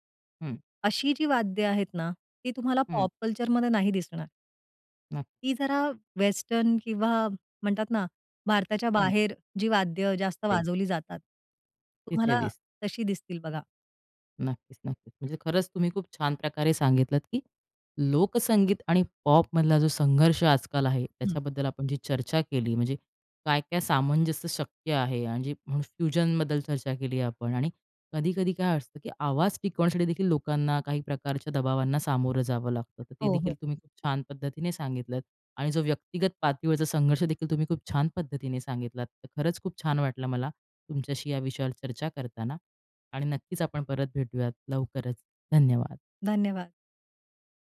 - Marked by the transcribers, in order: in English: "वेस्टर्न"; other background noise; in English: "फ्युजनबद्दल"
- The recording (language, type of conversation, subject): Marathi, podcast, लोकसंगीत आणि पॉपमधला संघर्ष तुम्हाला कसा जाणवतो?